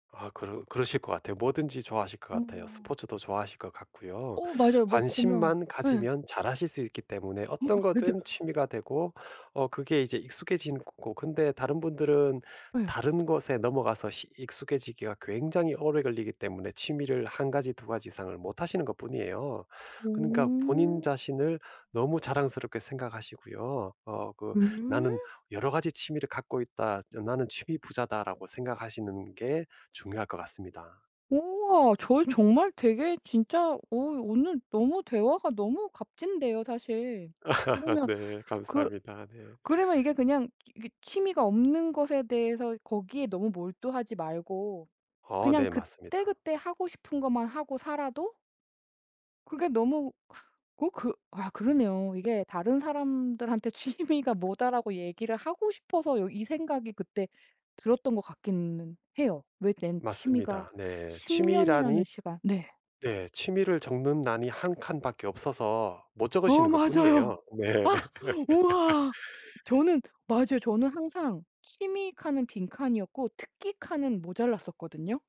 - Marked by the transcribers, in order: tapping; laughing while speaking: "어 맞아요"; laugh; laughing while speaking: "취미가"; "난" said as "낸"; other background noise; laughing while speaking: "네"; laugh
- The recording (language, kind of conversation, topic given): Korean, advice, 요즘 취미나 즐거움이 사라져 작은 활동에도 흥미가 없는데, 왜 그런 걸까요?